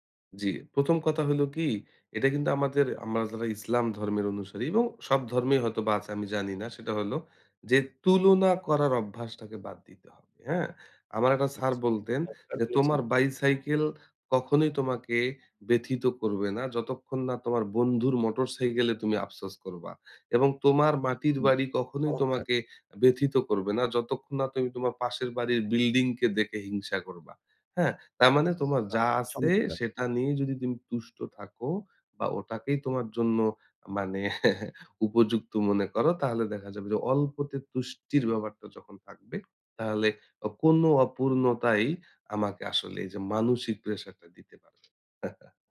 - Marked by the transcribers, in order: other background noise; chuckle; chuckle
- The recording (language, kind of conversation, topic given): Bengali, podcast, প্রতিদিনের কোন কোন ছোট অভ্যাস আরোগ্যকে ত্বরান্বিত করে?